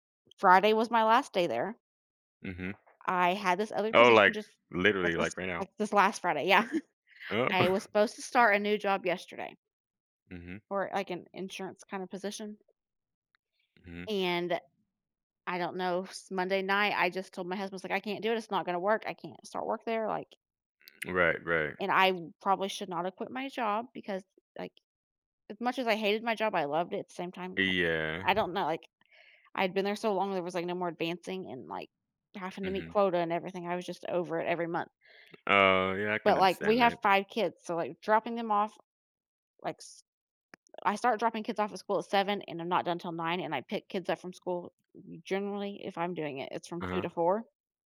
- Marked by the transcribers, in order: other background noise; chuckle; tapping
- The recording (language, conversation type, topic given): English, unstructured, How do your interests and experiences shape the careers you consider?
- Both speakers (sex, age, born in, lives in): female, 30-34, United States, United States; male, 35-39, Germany, United States